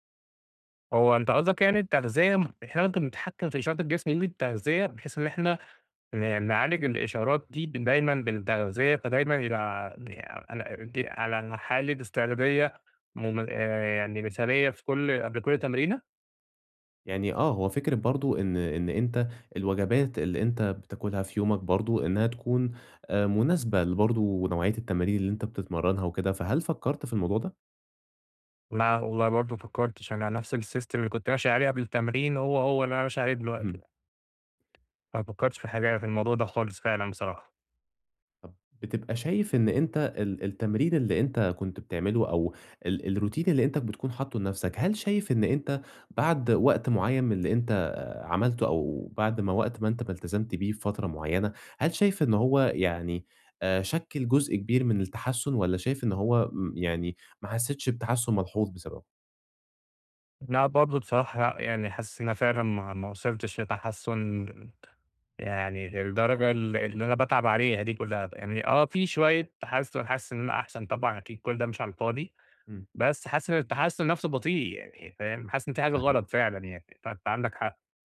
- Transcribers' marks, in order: in English: "السيستم"; tapping; in English: "الروتين"; other background noise; unintelligible speech
- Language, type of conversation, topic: Arabic, advice, ازاي أتعلم أسمع إشارات جسمي وأظبط مستوى نشاطي اليومي؟